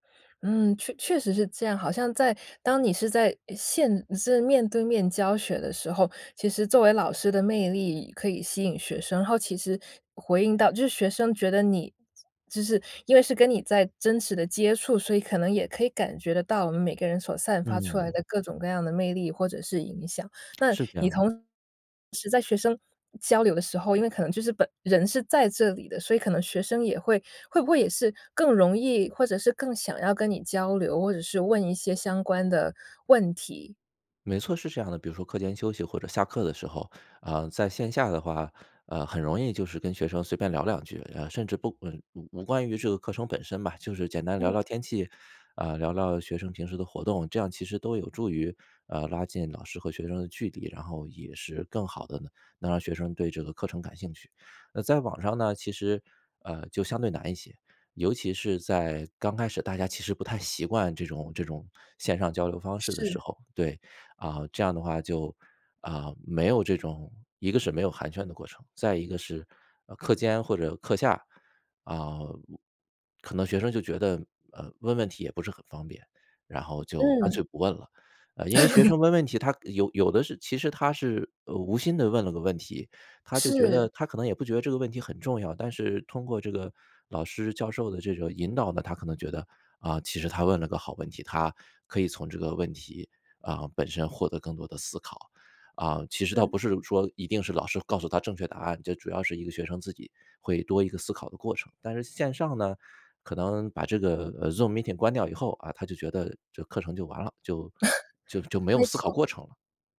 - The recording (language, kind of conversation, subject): Chinese, podcast, 你怎么看现在的线上教学模式？
- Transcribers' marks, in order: unintelligible speech; laugh; chuckle